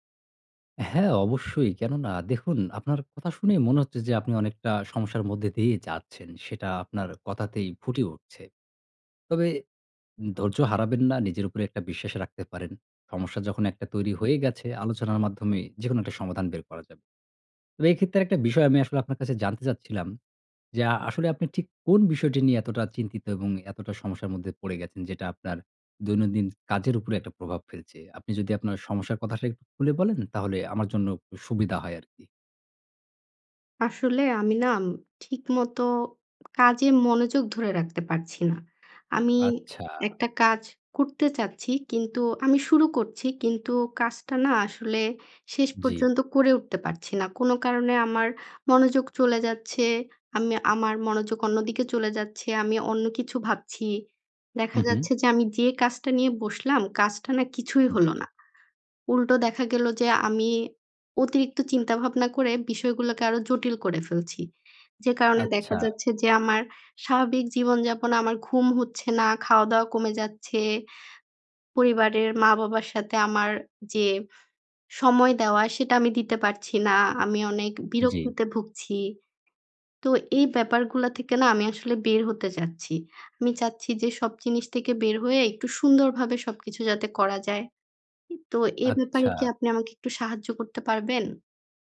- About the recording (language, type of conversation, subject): Bengali, advice, দীর্ঘ সময় কাজ করার সময় মনোযোগ ধরে রাখতে কষ্ট হলে কীভাবে সাহায্য পাব?
- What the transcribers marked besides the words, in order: lip smack; other background noise; tapping